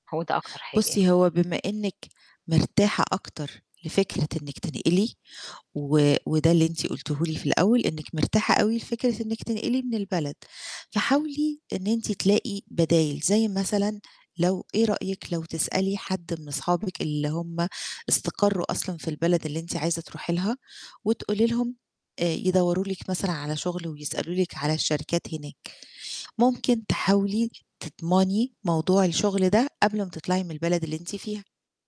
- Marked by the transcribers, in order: none
- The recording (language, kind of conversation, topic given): Arabic, advice, إزاي كانت تجربة انتقالك للعيش في مدينة أو بلد جديد؟